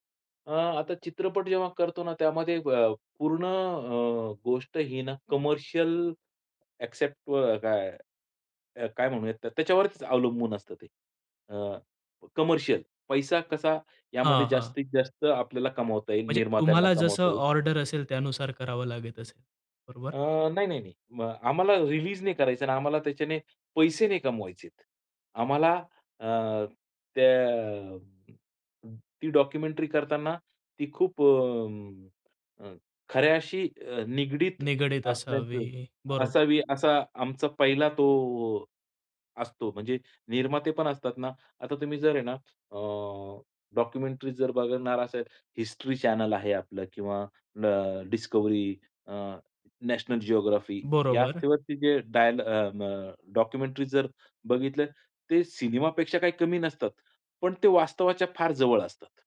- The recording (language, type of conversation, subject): Marathi, podcast, तुमची सर्जनशील प्रक्रिया साध्या शब्दांत सांगाल का?
- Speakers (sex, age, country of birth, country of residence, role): male, 45-49, India, India, host; male, 50-54, India, India, guest
- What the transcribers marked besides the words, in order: in English: "कमर्शियल एक्सेप्ट"; in English: "कमर्शियल"; in English: "ऑर्डर"; in English: "रिलीज"; in English: "डॉक्युमेंटरी"; in English: "डॉक्युमेंटरी"; unintelligible speech; in English: "डॉक्युमेंटरी"; in English: "सिनेमापेक्षा"